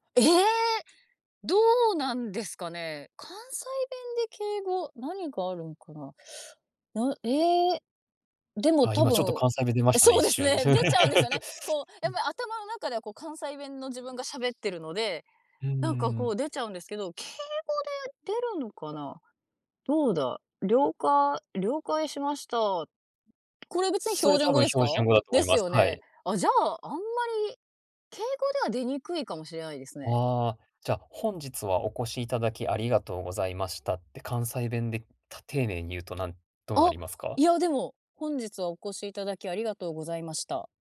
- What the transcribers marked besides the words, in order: surprised: "ええ"; laughing while speaking: "そうですね、出ちゃうんですよね"; laugh
- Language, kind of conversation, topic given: Japanese, podcast, 出身地の方言で好きなフレーズはありますか？